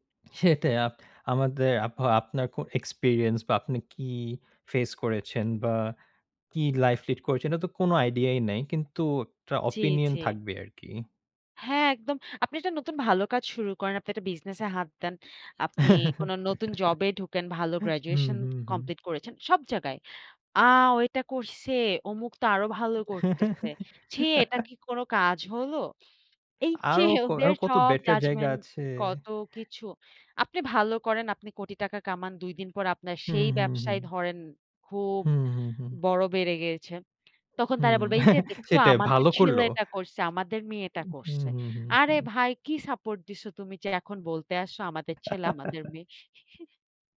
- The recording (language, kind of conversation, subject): Bengali, unstructured, শোকের সময় আপনি নিজেকে কীভাবে সান্ত্বনা দেন?
- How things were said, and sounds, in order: tapping; chuckle; in English: "গ্র্যাজুয়েশন কমপ্লিট"; other background noise; chuckle; in English: "জাজমেন্ট"; chuckle; chuckle